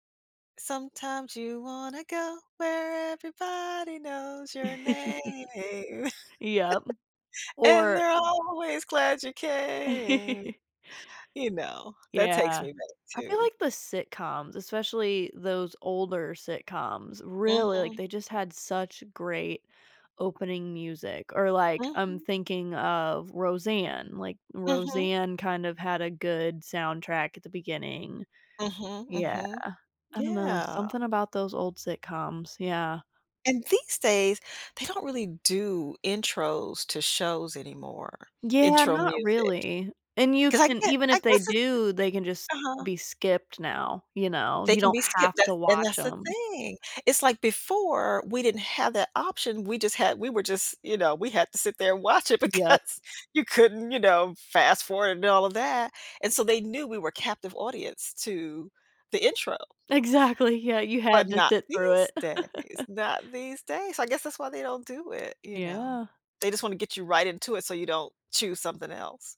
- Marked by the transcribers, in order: singing: "Sometimes you wanna go where … glad you came"; chuckle; laugh; laugh; other background noise; laughing while speaking: "because"; laughing while speaking: "Exactly"; laugh
- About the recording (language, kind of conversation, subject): English, unstructured, How can I stop a song from bringing back movie memories?
- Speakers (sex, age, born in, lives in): female, 25-29, United States, United States; female, 60-64, United States, United States